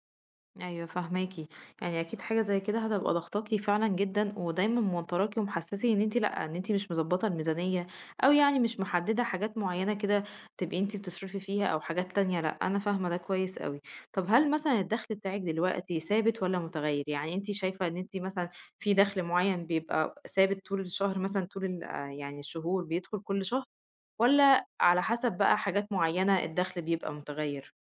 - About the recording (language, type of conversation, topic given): Arabic, advice, إزاي كانت تجربتك لما مصاريفك كانت أكتر من دخلك؟
- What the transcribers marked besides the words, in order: none